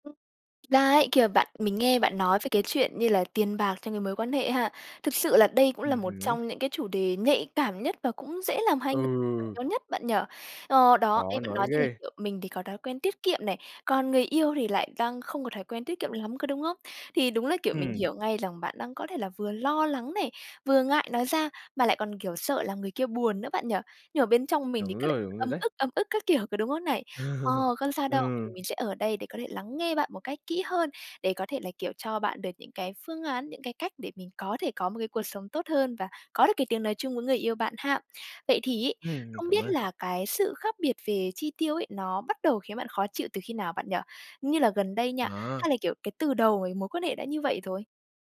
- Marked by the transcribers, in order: tapping; laughing while speaking: "Ừ"
- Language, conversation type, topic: Vietnamese, advice, Bạn đang gặp khó khăn gì khi trao đổi về tiền bạc và chi tiêu chung?